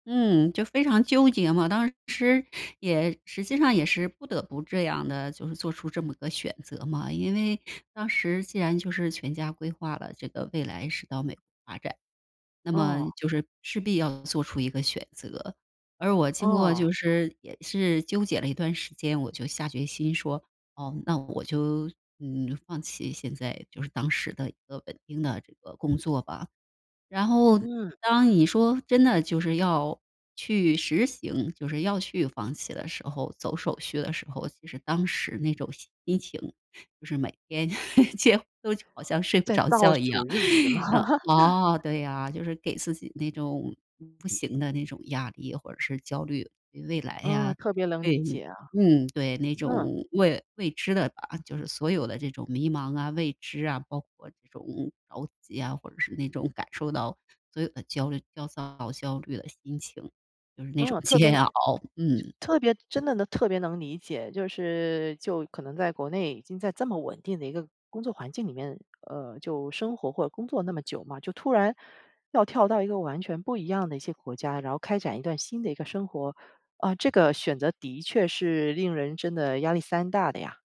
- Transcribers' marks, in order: laugh; laughing while speaking: "几乎就"; laughing while speaking: "吗？"; laugh; other noise; laughing while speaking: "煎"; other background noise; "山" said as "三"
- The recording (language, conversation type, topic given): Chinese, podcast, 你如何处理选择带来的压力和焦虑？